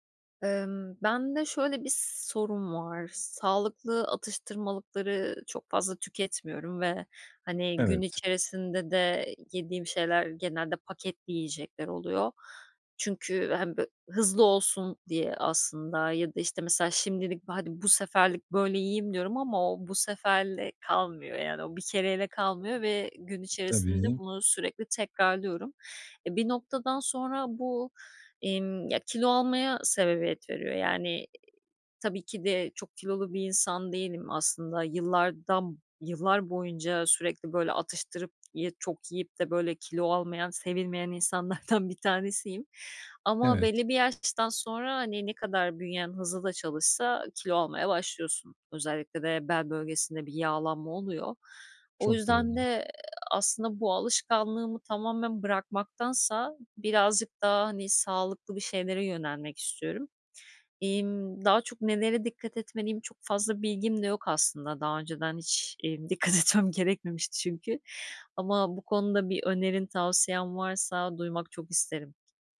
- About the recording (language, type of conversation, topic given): Turkish, advice, Sağlıklı atıştırmalık seçerken nelere dikkat etmeli ve porsiyon miktarını nasıl ayarlamalıyım?
- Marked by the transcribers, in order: other background noise; laughing while speaking: "insanlardan"; other noise; laughing while speaking: "dikkat etmem"